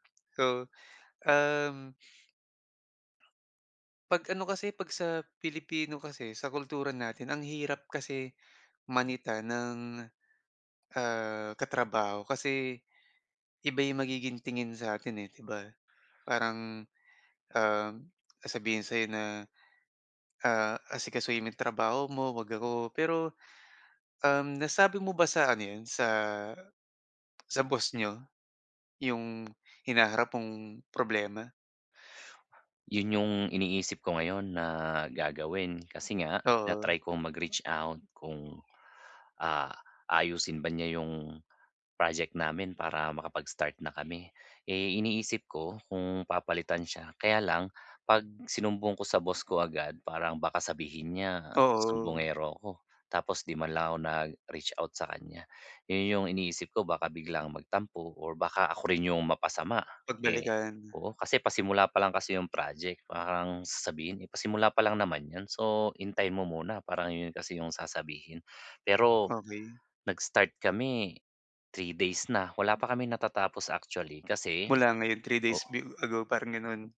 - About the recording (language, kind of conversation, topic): Filipino, advice, Paano ko muling maibabalik ang motibasyon ko sa aking proyekto?
- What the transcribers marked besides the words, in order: other noise; other background noise; tapping